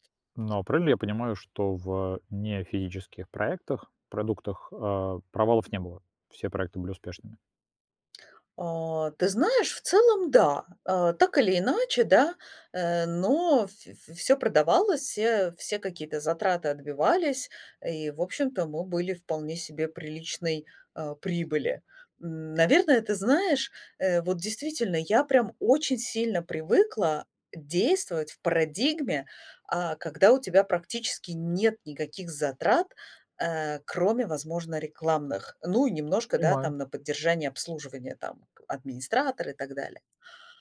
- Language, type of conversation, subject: Russian, advice, Как справиться с постоянным страхом провала при запуске своего первого продукта?
- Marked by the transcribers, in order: none